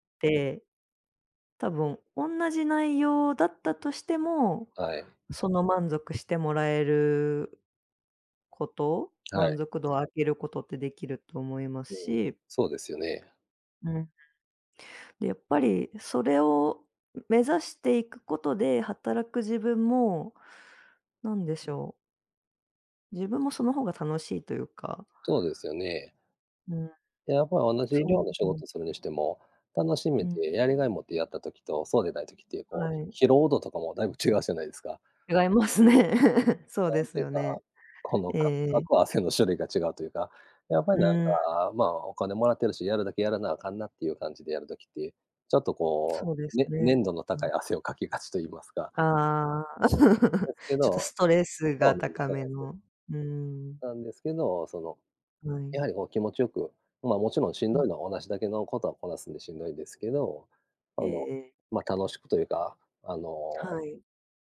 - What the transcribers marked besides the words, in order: other background noise; tapping; laughing while speaking: "違うじゃない"; laughing while speaking: "違いますね"; laughing while speaking: "汗をかきがちと言いますか"; chuckle
- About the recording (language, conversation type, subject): Japanese, unstructured, 仕事で一番嬉しかった経験は何ですか？